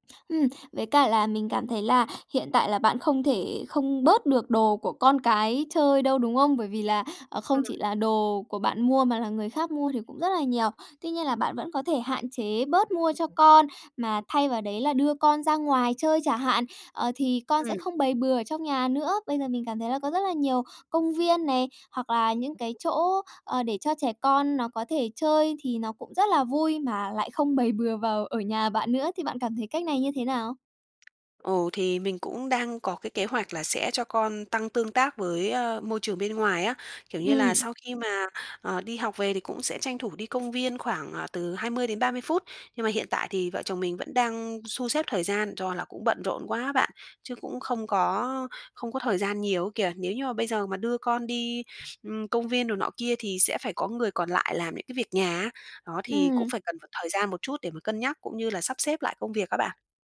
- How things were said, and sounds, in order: laughing while speaking: "bày bừa"; tapping; other background noise
- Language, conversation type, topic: Vietnamese, advice, Làm thế nào để xây dựng thói quen dọn dẹp và giữ nhà gọn gàng mỗi ngày?